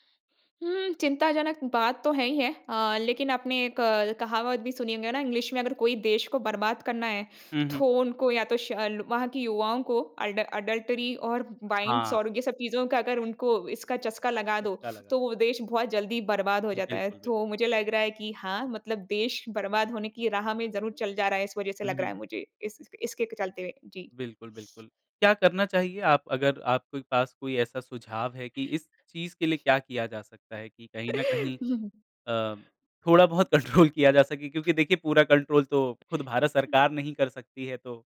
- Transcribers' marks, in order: in English: "इंग्लिश"; in English: "एडल एडल्टरी"; in English: "वाइंस"; chuckle; laughing while speaking: "कंट्रोल"; in English: "कंट्रोल"; in English: "कंट्रोल"
- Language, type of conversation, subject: Hindi, podcast, छोटे वीडियो का प्रारूप इतनी तेज़ी से लोकप्रिय क्यों हो गया?